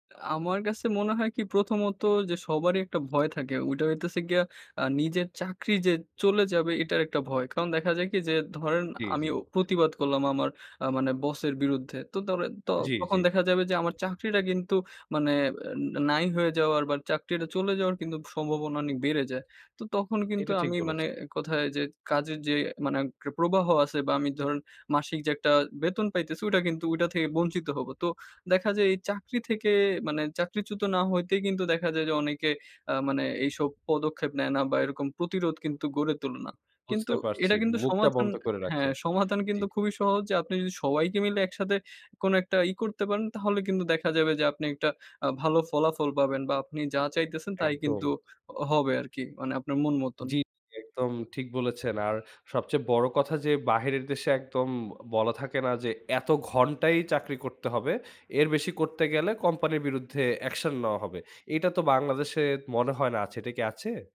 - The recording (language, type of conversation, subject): Bengali, podcast, আপনি কাজের চাপ কমানোর জন্য কী করেন?
- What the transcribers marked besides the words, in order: none